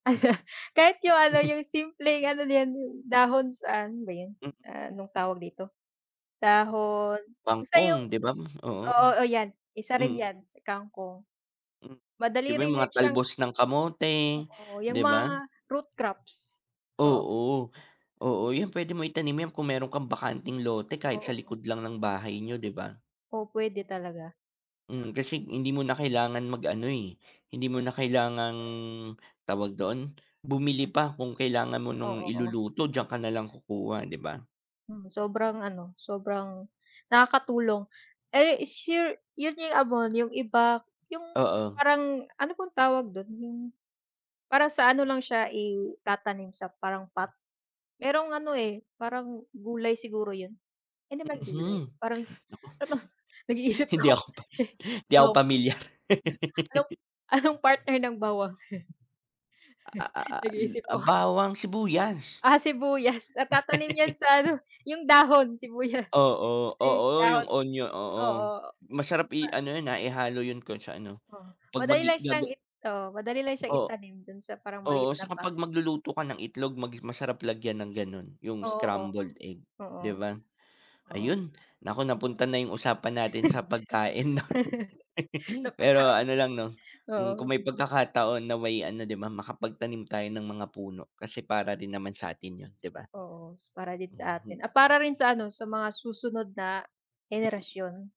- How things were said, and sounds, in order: chuckle; other background noise; dog barking; tapping; laughing while speaking: "hindi ako pa"; laughing while speaking: "nag-iisip ako"; snort; laugh; chuckle; laughing while speaking: "ako"; laughing while speaking: "Ah"; giggle; laughing while speaking: "sibuya"; laugh; laughing while speaking: "'no"
- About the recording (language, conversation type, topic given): Filipino, unstructured, Bakit mahalaga ang pagtatanim ng puno sa ating paligid?